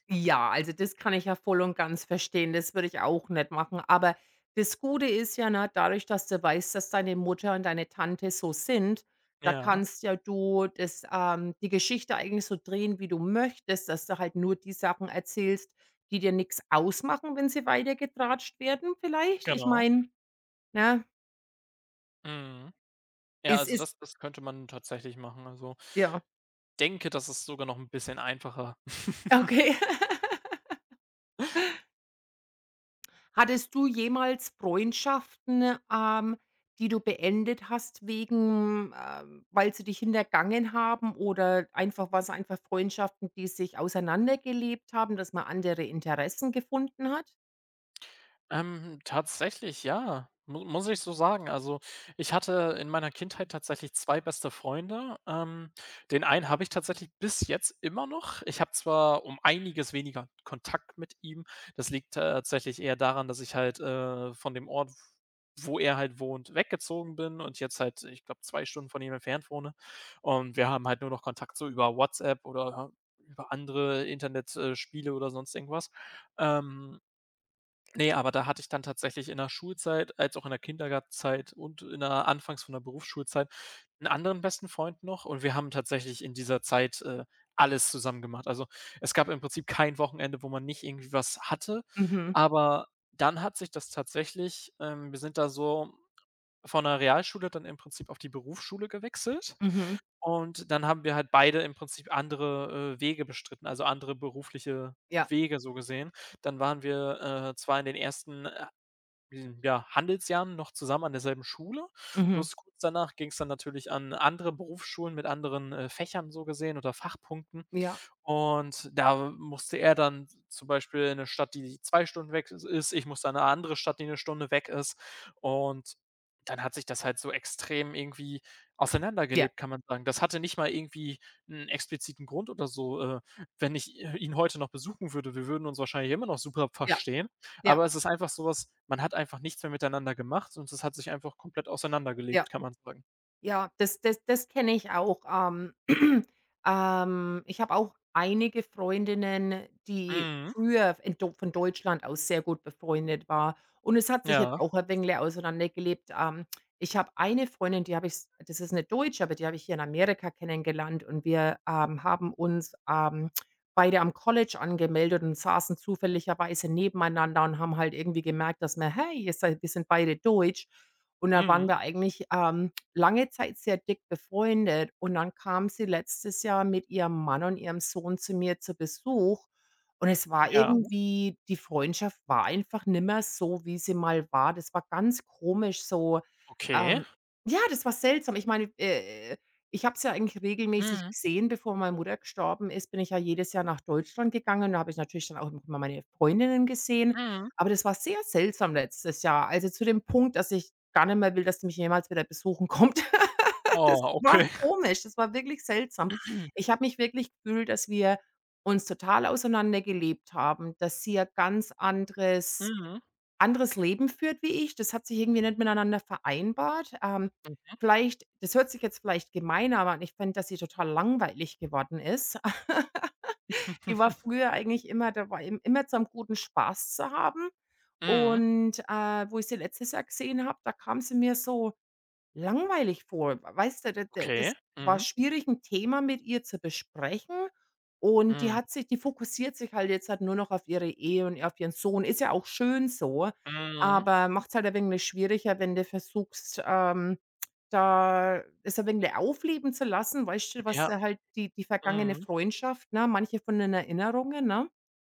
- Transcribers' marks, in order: laugh; laughing while speaking: "Okay"; laugh; throat clearing; laughing while speaking: "okay"; laugh; throat clearing; laugh
- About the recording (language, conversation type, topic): German, unstructured, Was macht für dich eine gute Freundschaft aus?
- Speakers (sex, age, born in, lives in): female, 45-49, Germany, United States; male, 20-24, Germany, Germany